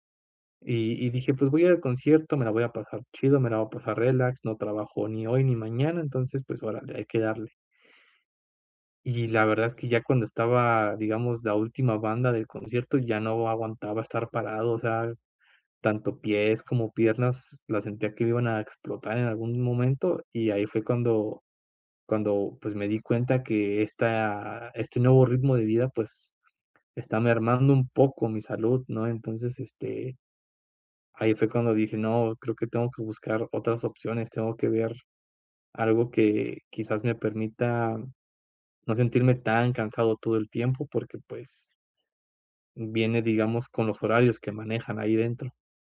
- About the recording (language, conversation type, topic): Spanish, advice, ¿Cómo puedo recuperar la motivación en mi trabajo diario?
- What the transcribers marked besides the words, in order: other background noise